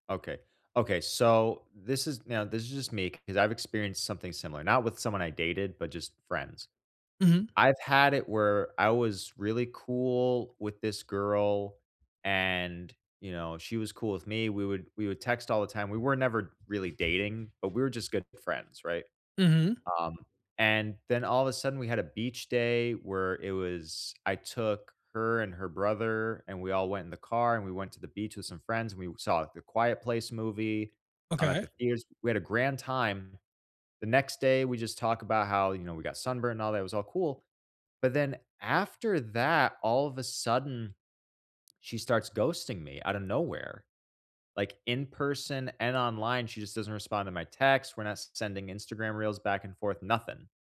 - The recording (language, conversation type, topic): English, unstructured, What is a good way to bring up a problem without starting a fight?
- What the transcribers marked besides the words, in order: other background noise